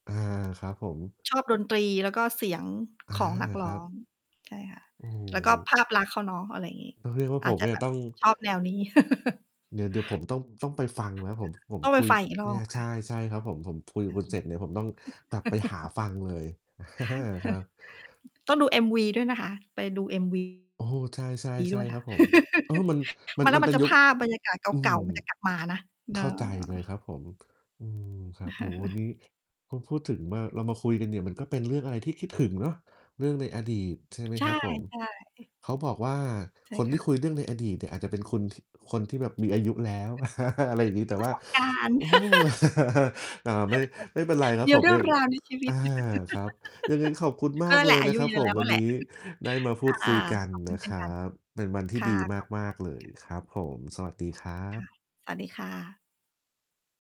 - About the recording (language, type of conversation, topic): Thai, unstructured, เพลงไหนที่ทำให้คุณรู้สึกเหมือนได้ย้อนเวลากลับไป?
- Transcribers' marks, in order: distorted speech; static; chuckle; unintelligible speech; chuckle; laugh; chuckle; laugh; chuckle; laugh; chuckle; giggle; giggle; giggle